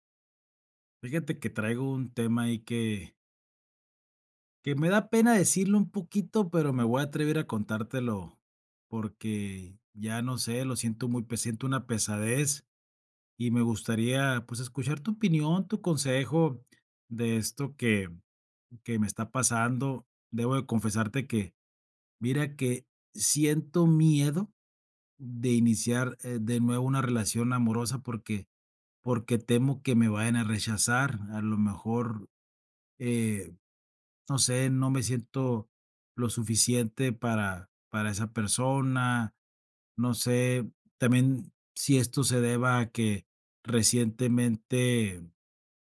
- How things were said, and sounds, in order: none
- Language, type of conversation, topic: Spanish, advice, ¿Cómo puedo superar el miedo a iniciar una relación por temor al rechazo?